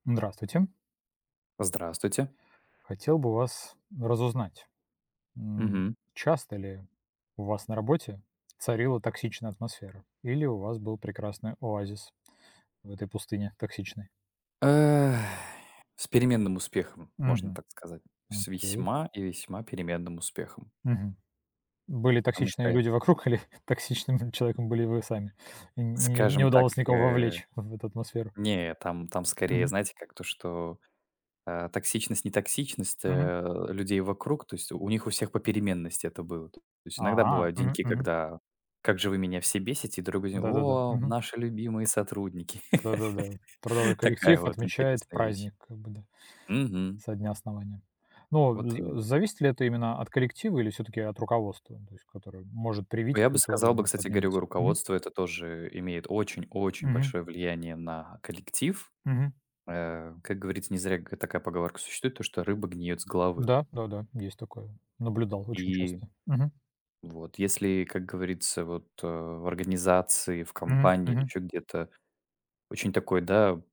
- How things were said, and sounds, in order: tapping; drawn out: "Э"; laughing while speaking: "или токсичным"; other noise; laugh
- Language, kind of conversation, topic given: Russian, unstructured, Почему на работе часто складывается токсичная атмосфера?